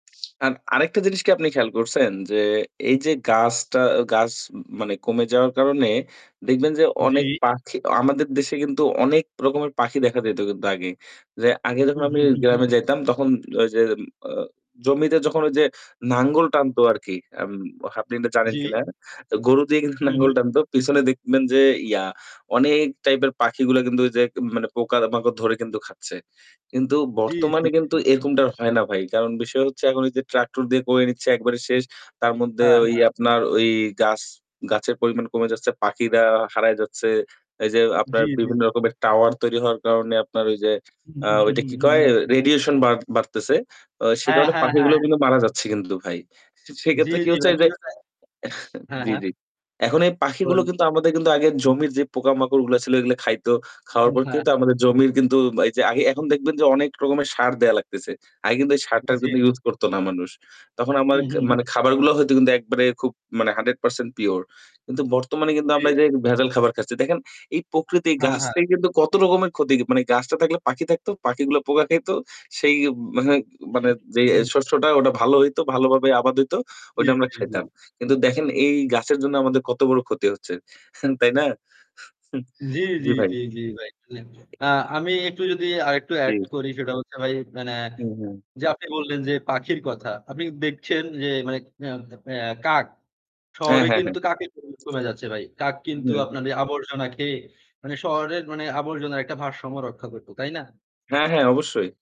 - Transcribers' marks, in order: tapping; static; other background noise; "লাঙ্গল" said as "নাঙ্গল"; "লাঙ্গল" said as "নাঙ্গল"; in English: "Radiation"; chuckle; unintelligible speech; unintelligible speech; unintelligible speech; chuckle
- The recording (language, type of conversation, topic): Bengali, unstructured, প্রকৃতির পরিবর্তন আমাদের জীবনে কী প্রভাব ফেলে?